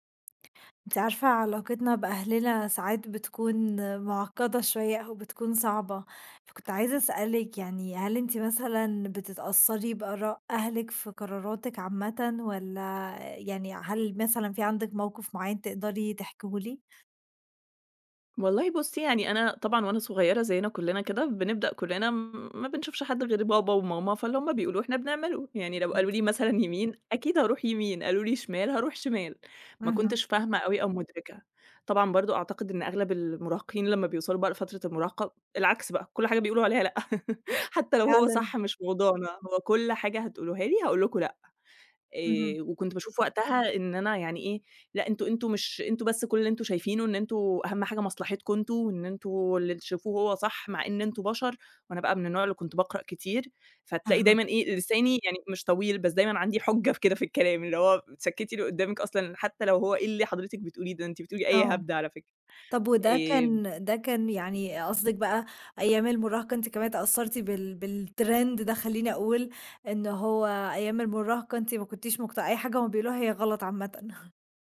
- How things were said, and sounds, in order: tapping; laugh; in English: "بالترند"
- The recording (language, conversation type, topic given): Arabic, podcast, قد إيه بتأثر بآراء أهلك في قراراتك؟